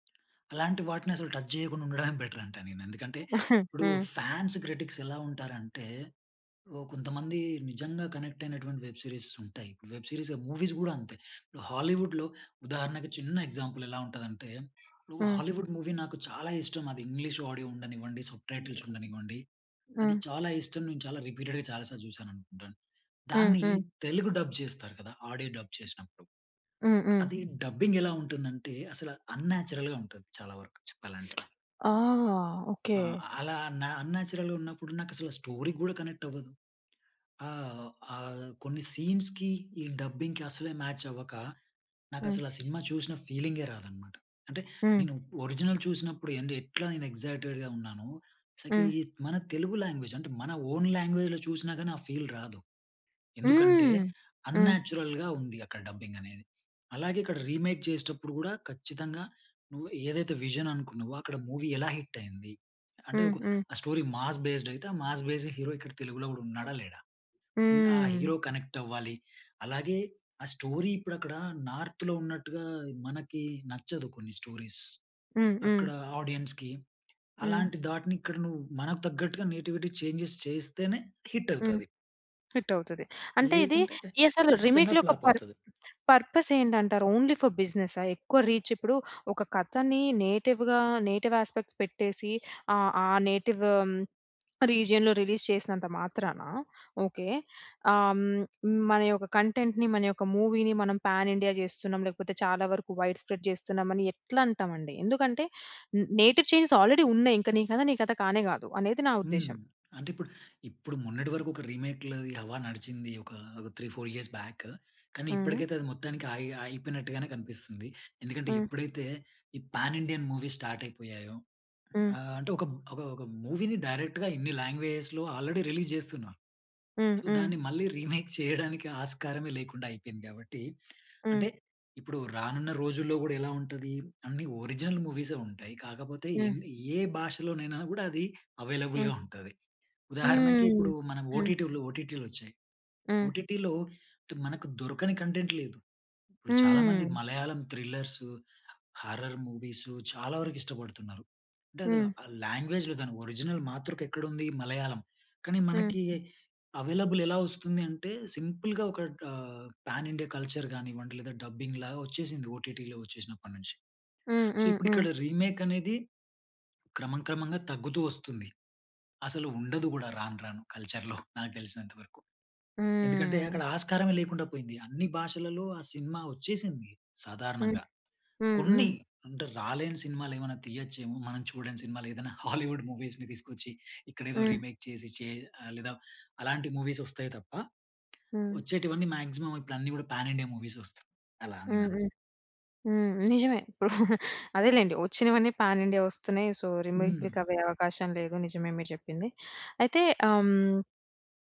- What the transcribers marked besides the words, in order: in English: "టచ్"; chuckle; in English: "ఫ్యాన్స్ క్రిటిక్స్"; in English: "కనెక్ట్"; in English: "వెబ్ సీరీస్"; in English: "వెబ్ సీరీస్, మూవీస్"; in English: "హాలీవుడ్‌లో"; in English: "ఎగ్జాంపుల్"; in English: "హాలీవుడ్ మూవీ"; other noise; in English: "సబ్‌టైటిల్స్"; in English: "రిపీటెడ్‌గా"; in English: "డబ్"; in English: "ఆడియో డబ్"; in English: "డబ్బింగ్"; in English: "అన్‌నాచురల్‌గా"; other background noise; in English: "అన్‌నాచురల్‌గా"; in English: "స్టోరీ"; in English: "కనెక్ట్"; in English: "సీన్స్‌కి"; in English: "డబ్బింగ్‌కి"; in English: "మ్యాచ్"; in English: "ఒరిజినల్"; in English: "ఎక్సైటెడ్‌గా"; in English: "లాంగ్వేజ్"; in English: "ఓన్ లాంగ్వేజ్‌లో"; in English: "ఫీల్"; in English: "అన్‌నాచురల్‌గా"; in English: "డబ్బింగ్"; in English: "రీమేక్"; in English: "విజన్"; in English: "మూవీ"; in English: "స్టోరీ మాస్ బేస్డ్"; in English: "మాస్ బేస్డ్ హీరో"; in English: "హీరో కనెక్ట్"; in English: "స్టోరీ"; in English: "నార్త్‌లో"; in English: "స్టోరీస్"; in English: "ఆడియన్స్‌కి"; in English: "నేటివిటీ చేంజెస్"; in English: "హిట్"; in English: "హిట్"; in English: "రీమేక్‌లో"; in English: "ఫ్లాప్"; in English: "పర్ పర్పస్"; in English: "ఓన్లీ ఫర్"; in English: "రీచ్"; in English: "నేటివ్‌గా, నేటివ్ యాస్పెక్ట్స్"; in English: "నేటివ్ రీజియన్‌లో, రిలీజ్"; in English: "కంటెంట్‌ని"; in English: "మూవీని"; in English: "పాన్ ఇండియా"; in English: "వైడ్ స్ప్రెడ్"; in English: "నేటివ్ చేంజెస్ ఆల్రెడీ"; in English: "రీమేక్‌లది"; in English: "త్రీ, ఫోర్ ఇయర్స్ బ్యాక్"; in English: "పాన్ ఇండియన్ మూవీస్ స్టార్ట్"; in English: "మూవీని డైరెక్ట్‌గా"; in English: "లాంగ్వేజ్‌లో ఆల్రెడీ రిలీజ్"; in English: "సో"; in English: "రీమేక్"; in English: "ఒరిజినల్"; in English: "అవైలబుల్‌గా"; in English: "ఓటిటి ఓటిటిలు"; in English: "ఓటిటిలో"; in English: "కంటెంట్"; in English: "హారర్"; in English: "లాంగ్వేజ్‌లో"; in English: "ఓరిజినల్"; in English: "అవెైలబుల్"; in English: "సింపుల్‌గా"; in English: "పాన్ ఇండియా కల్చర్"; in English: "డబ్బింగ్"; in English: "ఓటిటిలో"; in English: "సో"; in English: "రీమేక్"; in English: "కల్చర్‌లో"; chuckle; in English: "హాలీవుడ్ మూవీస్‌ని"; in English: "రీమేక్"; tapping; in English: "మూవీస్"; in English: "మాక్సిమం"; in English: "పాన్ ఇండియా మూవీస్"; chuckle; in English: "పాన్ ఇండియా"; in English: "సో, రీమేక్‌లకి"
- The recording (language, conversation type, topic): Telugu, podcast, రిమేక్‌లు, ఒరిజినల్‌ల గురించి మీ ప్రధాన అభిప్రాయం ఏమిటి?